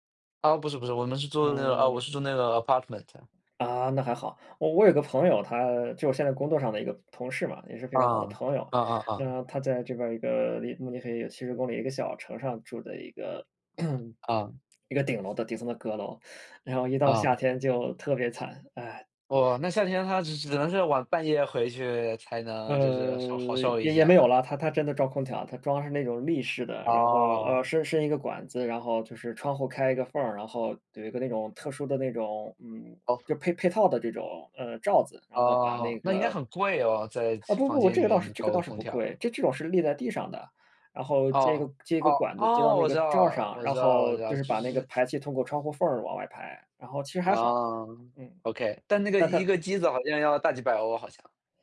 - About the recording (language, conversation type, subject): Chinese, unstructured, 你怎么看最近的天气变化？
- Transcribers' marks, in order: other background noise; in English: "apartment"; throat clearing; teeth sucking